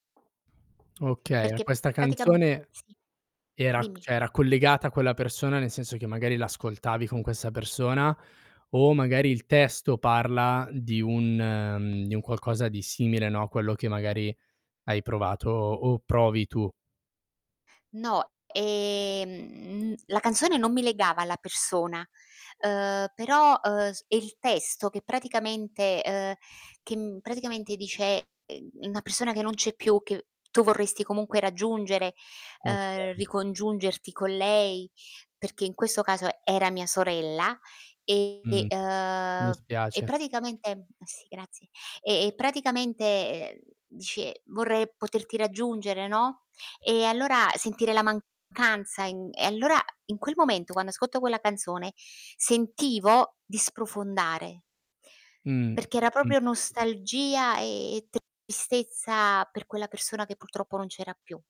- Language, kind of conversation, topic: Italian, podcast, Quale canzone ti ha aiutato in un momento difficile?
- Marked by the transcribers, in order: tapping; other background noise; distorted speech; "cioè" said as "ceh"; stressed: "testo"; drawn out: "ehm"; static; other noise; drawn out: "ehm"